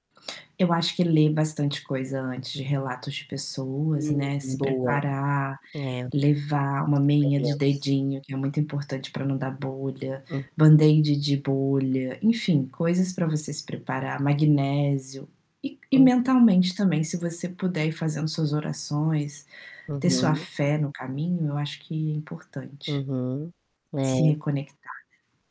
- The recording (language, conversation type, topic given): Portuguese, podcast, Você pode me contar sobre uma viagem que mudou a sua vida?
- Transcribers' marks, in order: static; distorted speech; other background noise